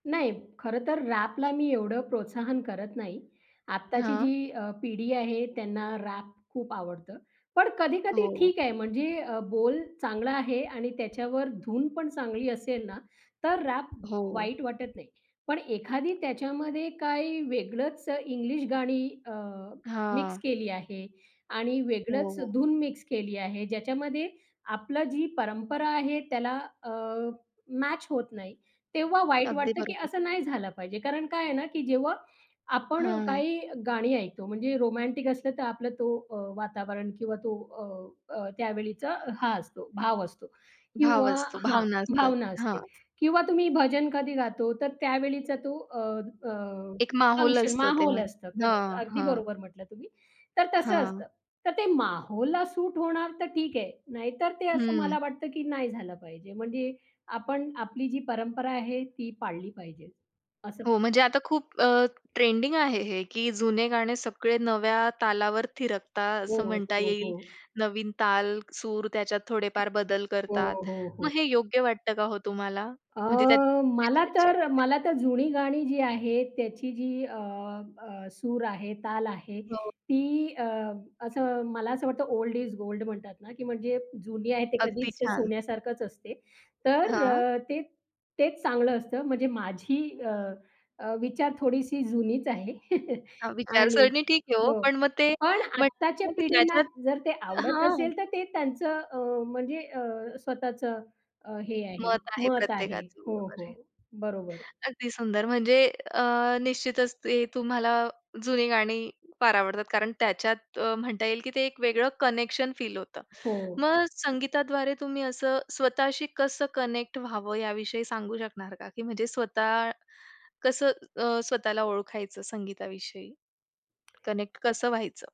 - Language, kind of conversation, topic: Marathi, podcast, संगीताच्या माध्यमातून तुम्हाला स्वतःची ओळख कशी सापडते?
- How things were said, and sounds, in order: in English: "रॅपला"; in English: "रॅप"; tapping; in English: "रॅप"; in English: "मिक्स"; in English: "मिक्स"; in English: "मॅच"; in English: "रोमॅन्टिक"; in English: "फंक्शन"; in English: "सूट"; in English: "ट्रेंडिंग"; in English: "ओल्ड इज गोल्ड"; chuckle; in English: "कनेक्शन फील"; in English: "कनेक्ट"; in English: "कनेक्ट"